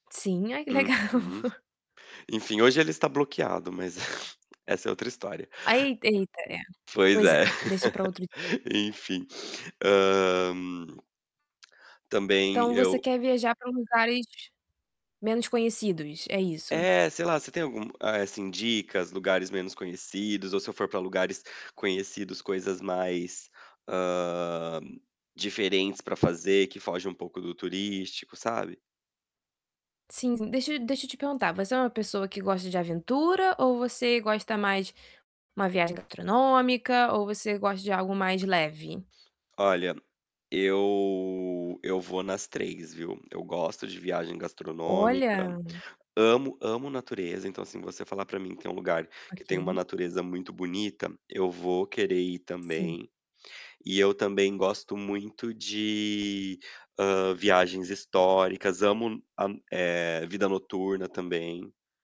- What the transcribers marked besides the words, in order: laughing while speaking: "ai, que legal"; sniff; tapping; chuckle; distorted speech; other background noise; laugh; drawn out: "Hã"; drawn out: "hã"; drawn out: "eu"
- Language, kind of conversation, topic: Portuguese, advice, Como posso planejar e fazer o orçamento de uma viagem sem estresse?